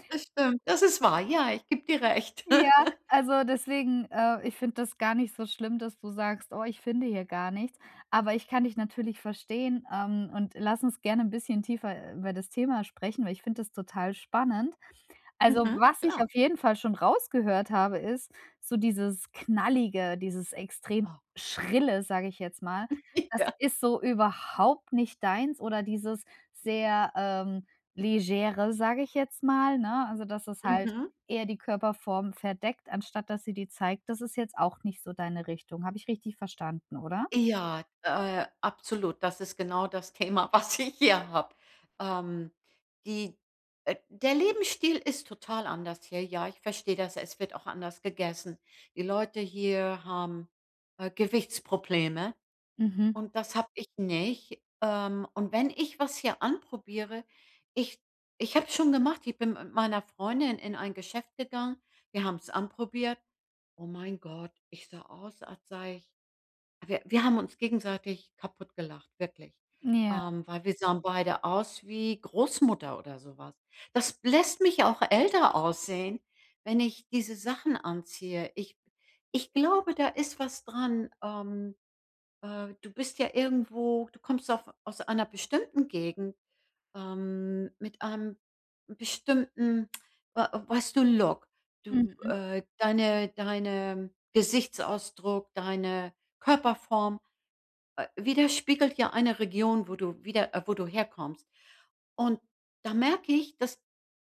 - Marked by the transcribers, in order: joyful: "Ja"; laugh; stressed: "schrille"; giggle; laughing while speaking: "Ja"; laughing while speaking: "was ich hier habe"
- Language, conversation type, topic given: German, advice, Wie finde ich meinen persönlichen Stil, ohne mich unsicher zu fühlen?